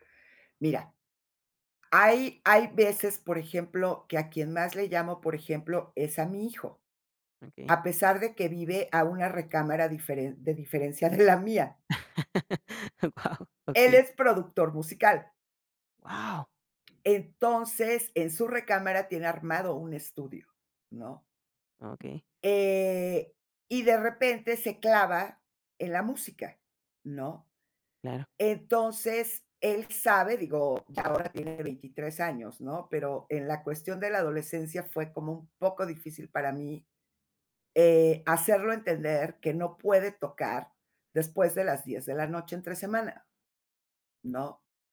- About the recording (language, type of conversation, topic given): Spanish, podcast, ¿Cómo decides cuándo llamar en vez de escribir?
- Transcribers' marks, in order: tapping; laughing while speaking: "de la mía"; laugh; laughing while speaking: "Oh wao"; drawn out: "Eh"; other background noise